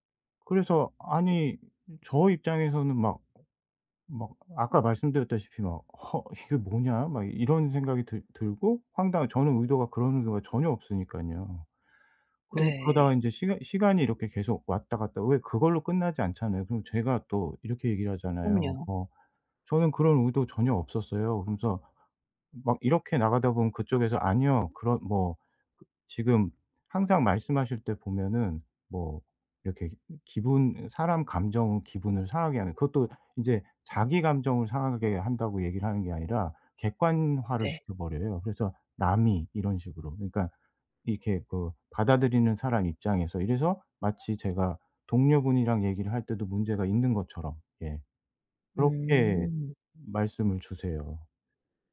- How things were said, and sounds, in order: none
- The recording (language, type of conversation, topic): Korean, advice, 감정이 상하지 않도록 상대에게 건설적인 피드백을 어떻게 말하면 좋을까요?